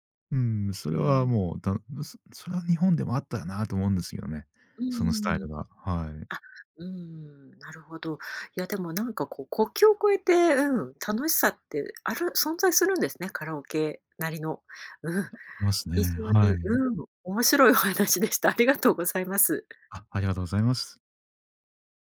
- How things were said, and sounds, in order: laughing while speaking: "お話でした。ありがとうございます"
- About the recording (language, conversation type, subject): Japanese, podcast, カラオケで歌う楽しさはどこにあるのでしょうか？